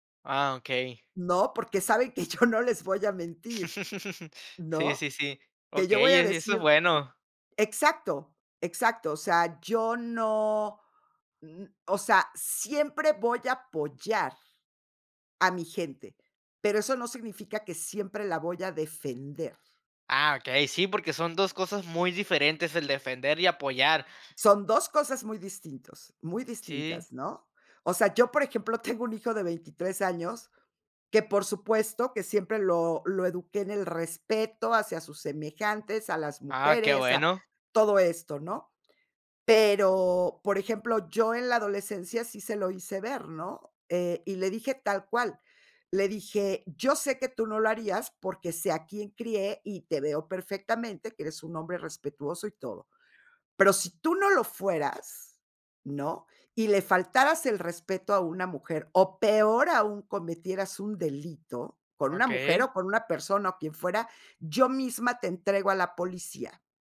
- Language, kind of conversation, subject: Spanish, podcast, ¿Qué haces para que alguien se sienta entendido?
- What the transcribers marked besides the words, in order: chuckle; laugh